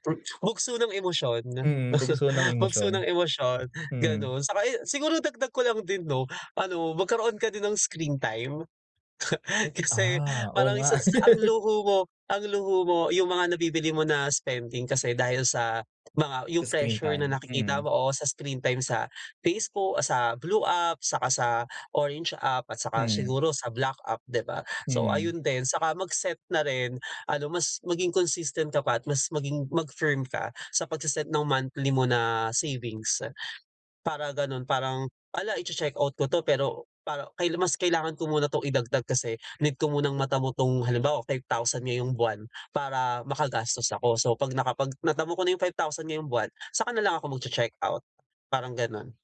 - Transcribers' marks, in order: chuckle; laugh
- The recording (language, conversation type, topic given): Filipino, advice, Paano ko mababalanse ang paggastos sa mga luho at ang pag-iipon ko?